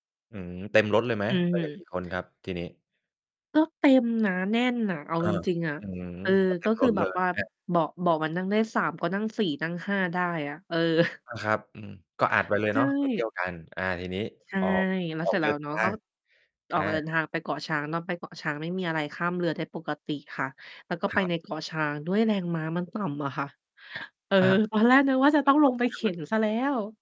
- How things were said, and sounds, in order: distorted speech; mechanical hum; chuckle; other background noise
- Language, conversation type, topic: Thai, podcast, คุณเคยเจอรถเสียกลางทางไหม และตอนนั้นแก้ปัญหาอย่างไร?